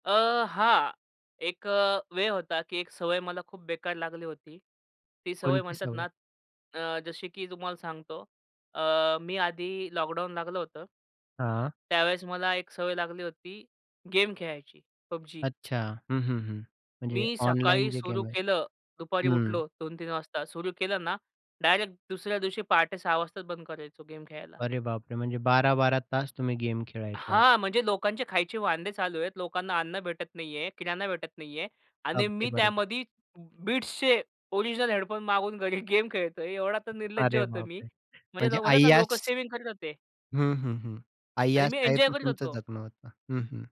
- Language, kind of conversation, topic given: Marathi, podcast, कुठल्या सवयी बदलल्यामुळे तुमचं आयुष्य सुधारलं, सांगाल का?
- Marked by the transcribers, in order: laughing while speaking: "घरी गेम खेळतोय"; other noise